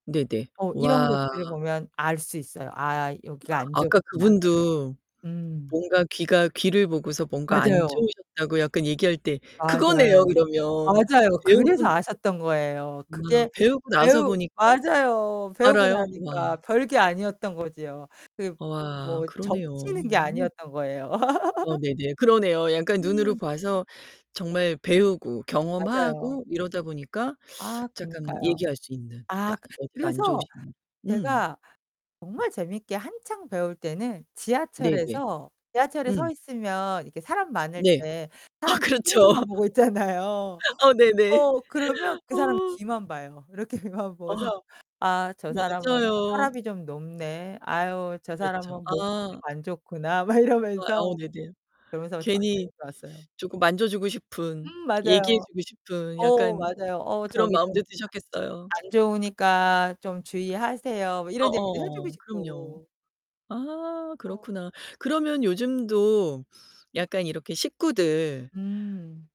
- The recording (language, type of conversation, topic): Korean, podcast, 배운 내용을 적용해 본 특별한 프로젝트가 있나요?
- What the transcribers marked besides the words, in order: other background noise; distorted speech; gasp; laugh; laughing while speaking: "있잖아요"; laughing while speaking: "아, 그렇죠"; laughing while speaking: "아, 네네"; laughing while speaking: "귀만 보고서"